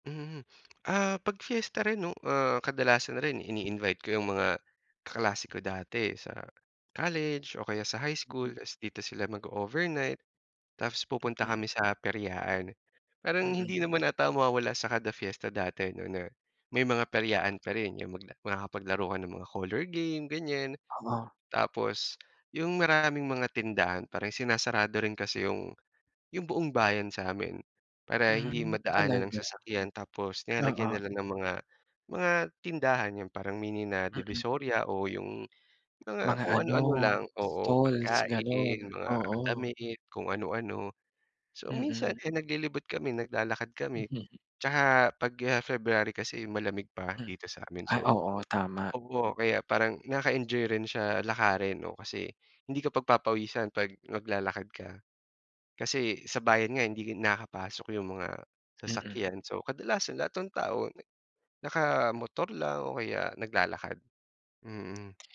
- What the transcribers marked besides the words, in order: other noise; chuckle; other background noise
- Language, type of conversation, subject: Filipino, podcast, Ano ang paborito mong pagdiriwang sa komunidad, at bakit?